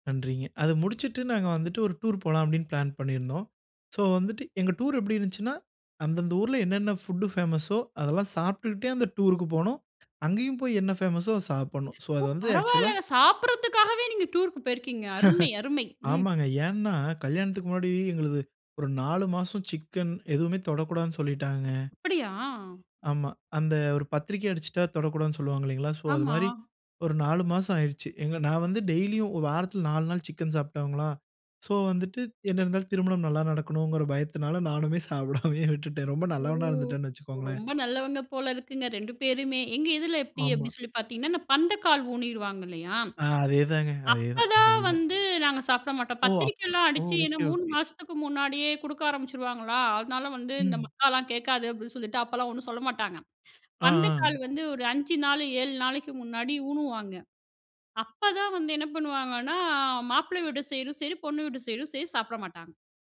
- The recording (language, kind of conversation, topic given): Tamil, podcast, ஒரு ஊரின் உணவு உங்களுக்கு என்னென்ன நினைவுகளை மீண்டும் நினைவூட்டுகிறது?
- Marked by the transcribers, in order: in English: "சோ"; other background noise; in English: "பேமஸ்சோ"; in English: "சோ"; in English: "ஆக்சுவல்லா"; chuckle; in English: "சோ"; in English: "சோ"; laughing while speaking: "நானுமே சாப்டாமயே விட்டுட்டேன்"